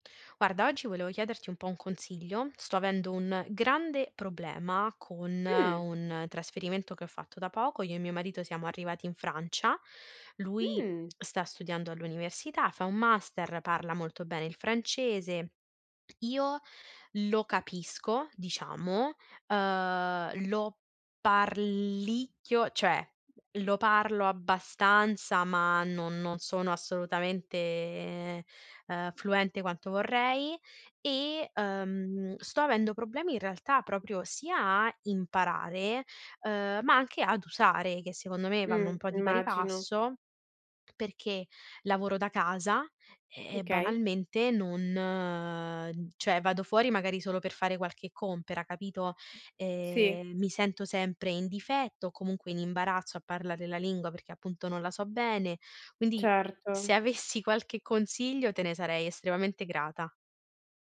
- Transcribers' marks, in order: tapping; "okay" said as "kay"; other background noise
- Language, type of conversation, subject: Italian, advice, Come posso superare le difficoltà nell’imparare e usare ogni giorno la lingua locale?